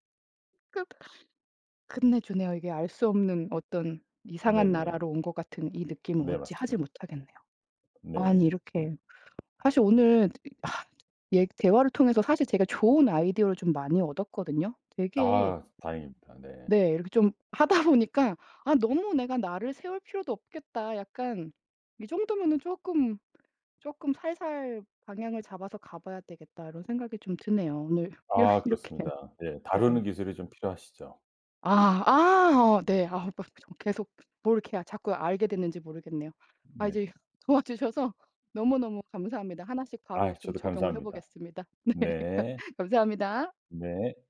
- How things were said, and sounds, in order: other background noise; tapping; laughing while speaking: "도와주셔서"; laughing while speaking: "네"
- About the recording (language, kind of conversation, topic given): Korean, advice, 부부 사이에 말다툼이 잦아 지치는데, 어떻게 하면 갈등을 줄일 수 있을까요?